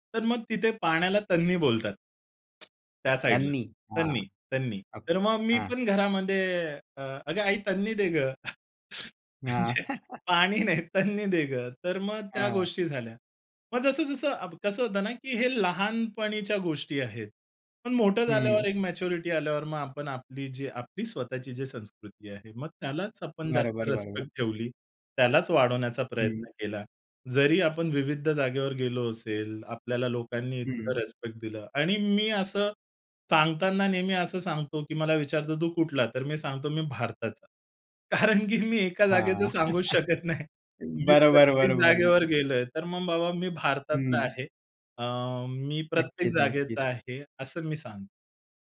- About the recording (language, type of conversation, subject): Marathi, podcast, पहिल्यांदा शहराबाहेर राहायला गेल्यावर तुमचा अनुभव कसा होता?
- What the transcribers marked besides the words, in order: other background noise; chuckle; laughing while speaking: "नाही तन्नी दे गं"; chuckle; laughing while speaking: "कारण की मी"; chuckle; laughing while speaking: "नाही"